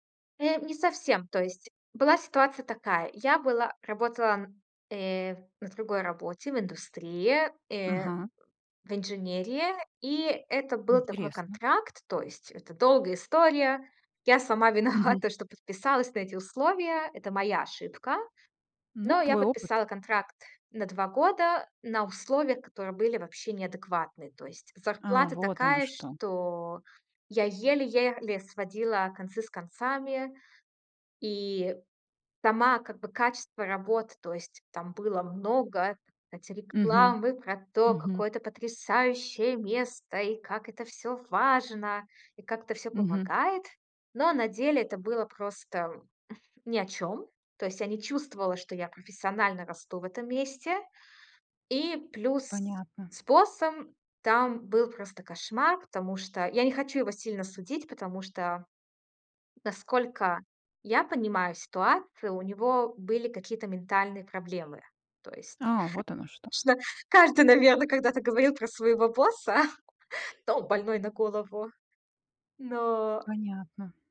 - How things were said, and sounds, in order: laughing while speaking: "виновата"; scoff; unintelligible speech; laughing while speaking: "босса"
- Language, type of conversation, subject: Russian, podcast, Как понять, что пора менять работу?